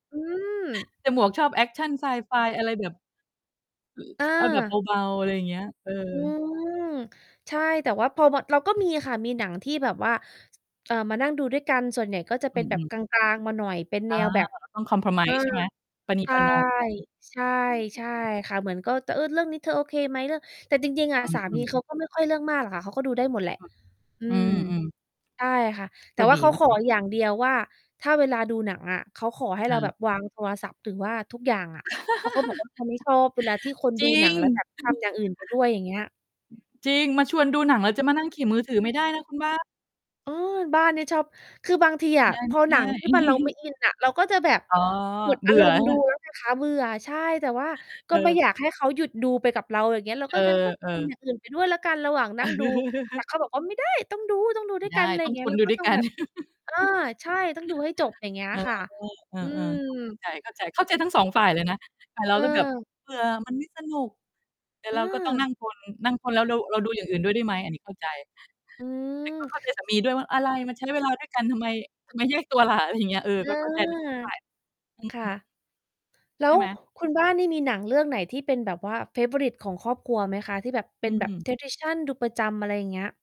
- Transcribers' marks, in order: distorted speech; in English: "compromise"; unintelligible speech; other noise; laugh; chuckle; mechanical hum; chuckle; chuckle; chuckle; in English: "เฟเวอริต"; in English: "tradition"
- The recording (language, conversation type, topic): Thai, unstructured, การดูหนังร่วมกับครอบครัวมีความหมายอย่างไรสำหรับคุณ?